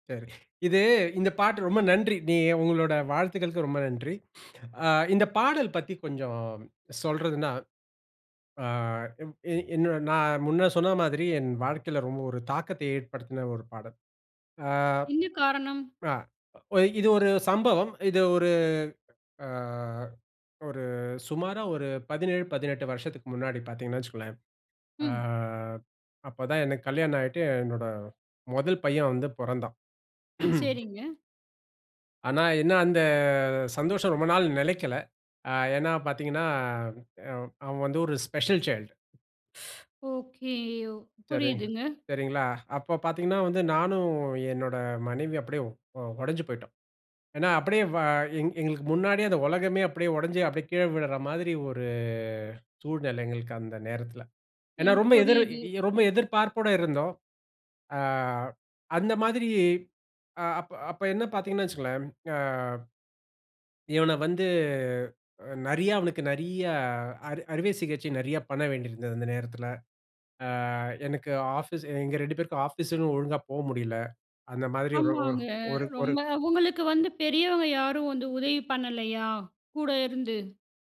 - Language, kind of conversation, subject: Tamil, podcast, ஒரு பாடல் உங்கள் மனநிலையை எப்படி மாற்றுகிறது?
- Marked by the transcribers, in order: sniff; "என்ன" said as "இங்க"; throat clearing; in English: "ஸ்பெஷல் சைல்ட்"; shush; sad: "அப்படியே வ எங் எங்களுக்கு முன்னாடியே … மாதிரி ஒரு சூழ்நிலை"